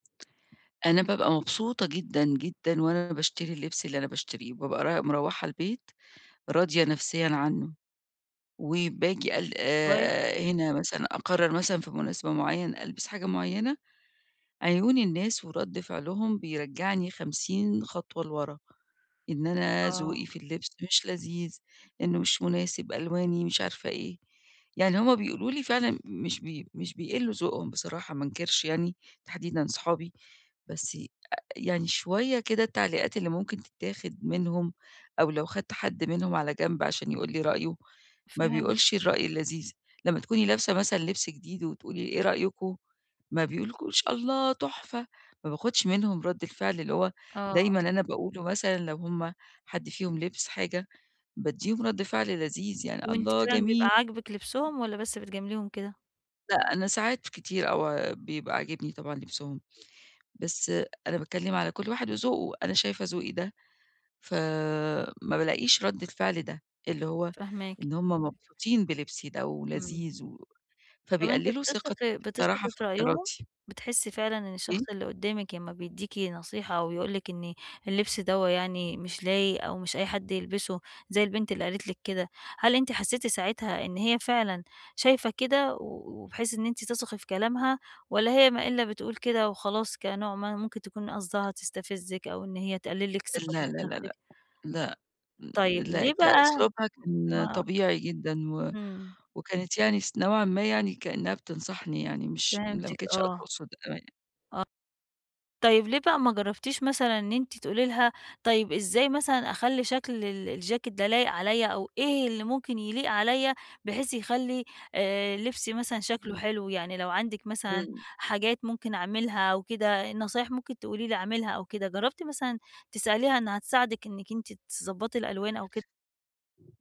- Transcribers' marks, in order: unintelligible speech; unintelligible speech; unintelligible speech
- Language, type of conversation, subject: Arabic, advice, إزاي ألاقي ستايل لبس يناسبني ويخلّيني واثق في نفسي في اليوم العادي والمناسبات؟